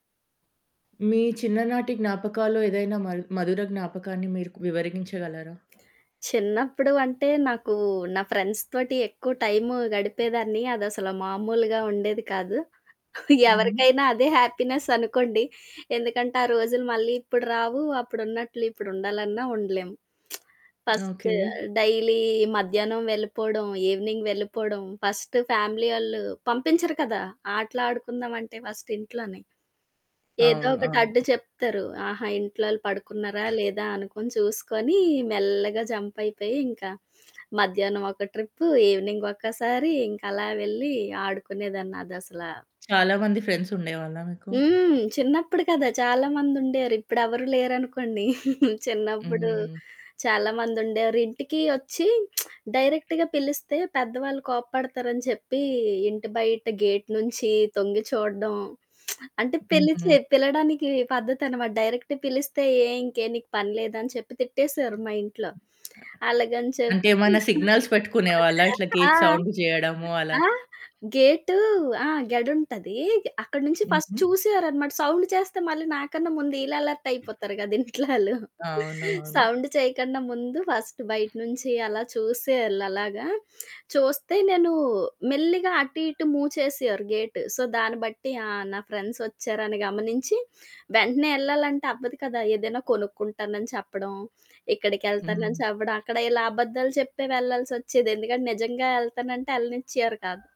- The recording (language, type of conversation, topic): Telugu, podcast, మీ చిన్నప్పటి మధురమైన జ్ఞాపకం ఏది?
- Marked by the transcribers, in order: static; in English: "ఫ్రెండ్స్"; laughing while speaking: "ఎవరికైనా అదే హ్యాపీనెస్ అనుకోండి"; in English: "హ్యాపీనెస్"; other background noise; lip smack; in English: "డైలీ"; in English: "ఈవెనింగ్"; in English: "ఫస్ట్ ఫ్యామిలీ"; in English: "ఫస్ట్"; in English: "జంప్"; lip smack; in English: "ఈవెనింగ్"; in English: "ఫ్రెండ్స్"; tapping; chuckle; lip smack; in English: "డైరెక్ట్‌గా"; in English: "గేట్"; lip smack; in English: "డైరెక్ట్"; in English: "సిగ్నల్స్"; lip smack; laugh; in English: "గేట్ సౌండ్"; in English: "ఫస్ట్"; in English: "సౌండ్"; in English: "అలర్ట్"; chuckle; in English: "సౌండ్"; in English: "ఫస్ట్"; lip smack; in English: "మూవ్"; in English: "సో"